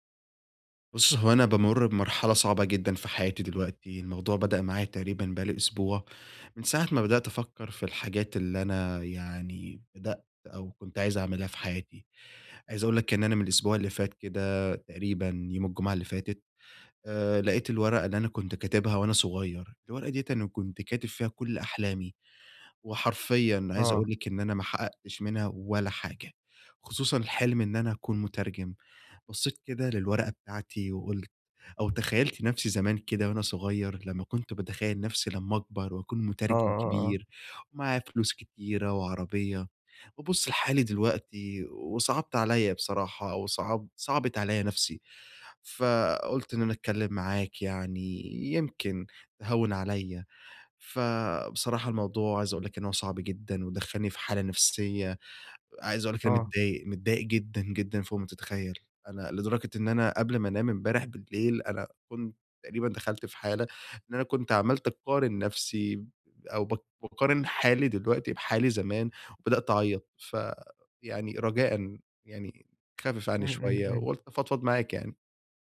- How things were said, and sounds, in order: none
- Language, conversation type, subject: Arabic, advice, إزاي أتعامل مع إنّي سيبت أمل في المستقبل كنت متعلق بيه؟